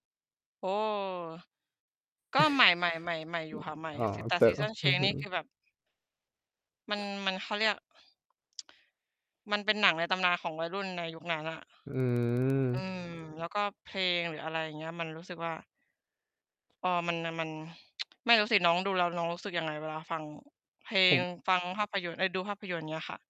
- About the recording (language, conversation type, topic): Thai, unstructured, เคยมีเพลงไหนที่ทำให้คุณนึกถึงวัยเด็กบ้างไหม?
- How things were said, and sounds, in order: chuckle; tapping; distorted speech; mechanical hum; tsk; tsk